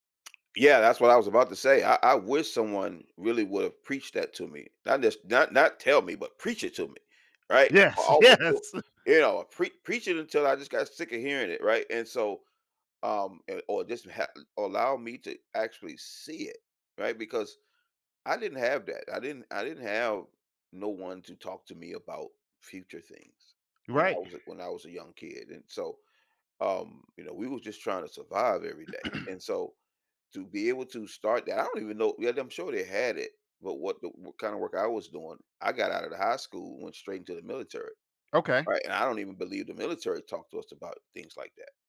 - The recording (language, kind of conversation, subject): English, podcast, What helps someone succeed and feel comfortable when starting a new job?
- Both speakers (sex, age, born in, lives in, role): male, 55-59, United States, United States, guest; male, 60-64, United States, United States, host
- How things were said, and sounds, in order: laughing while speaking: "yes!"; other background noise; throat clearing